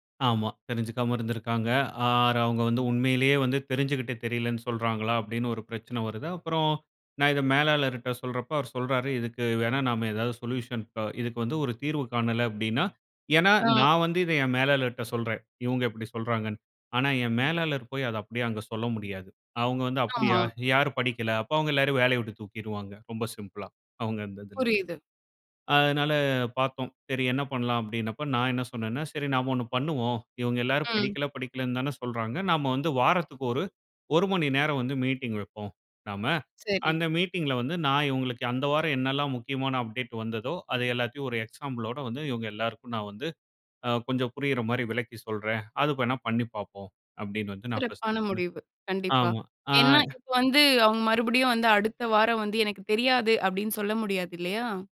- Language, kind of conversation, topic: Tamil, podcast, குழுவில் ஒத்துழைப்பை நீங்கள் எப்படிப் ஊக்குவிக்கிறீர்கள்?
- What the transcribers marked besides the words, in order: in English: "ஆர்"; in English: "சொல்யூஷன்"; in English: "சிம்பிளா"; in English: "எக்ஸாம்பிளோட"